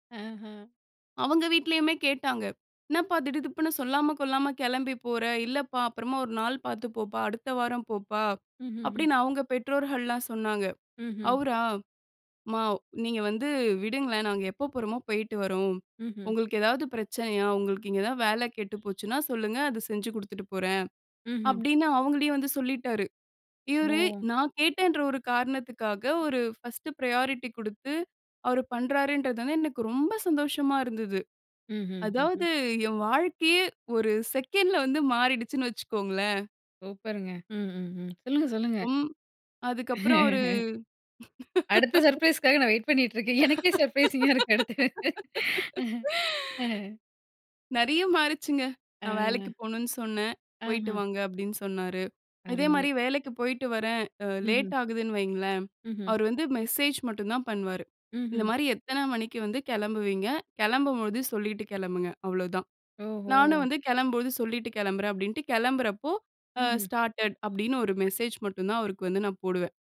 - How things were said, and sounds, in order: in English: "ஃபர்ஸ்டு பிரையாரிட்டி"; laugh; laugh; in English: "சர்ப்ரைஸ்க்காக"; laugh; laughing while speaking: "எனக்கே சர்ப்ரைசிங்கா இருக்கு அடுத்து"; in English: "சர்ப்ரைசிங்கா"; in English: "மெசேஜ்"; "கெளம்பும் போது" said as "கெளம்போது"; drawn out: "ஓஹோ!"; in English: "ஸ்டார்ட்டட்"; in English: "மெசேஜ்"
- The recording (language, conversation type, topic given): Tamil, podcast, உங்கள் வாழ்க்கையை மாற்றிய தருணம் எது?